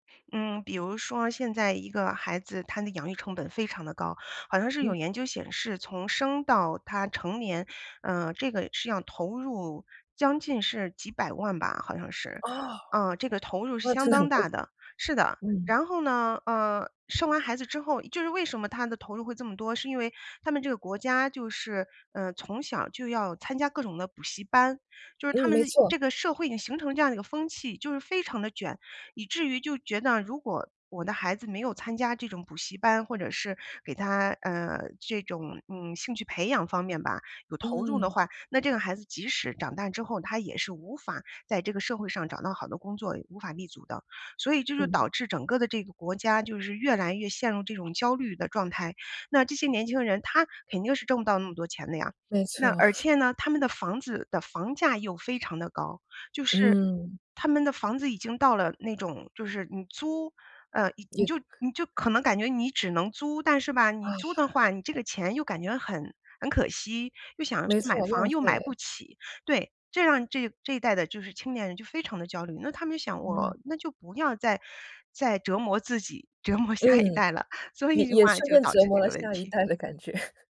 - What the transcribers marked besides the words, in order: other noise; laugh; other background noise; sigh; laughing while speaking: "折磨下一代了，所以这话就导致这个问题"; laughing while speaking: "下一代的感觉"; laugh
- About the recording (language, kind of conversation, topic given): Chinese, podcast, 你对是否生孩子这个决定怎么看？